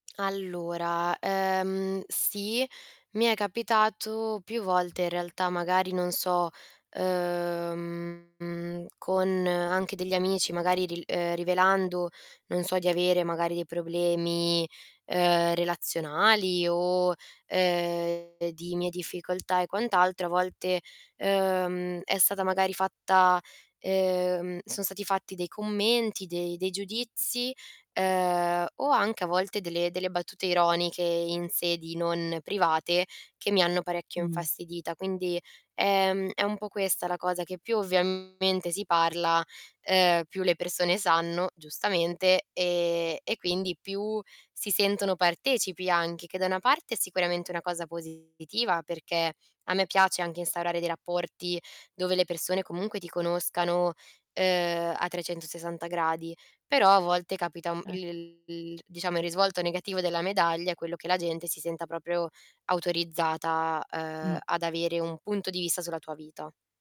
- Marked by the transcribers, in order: drawn out: "uhm"; distorted speech; tapping
- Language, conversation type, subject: Italian, advice, Come posso affrontare la paura di rivelare aspetti importanti della mia identità personale?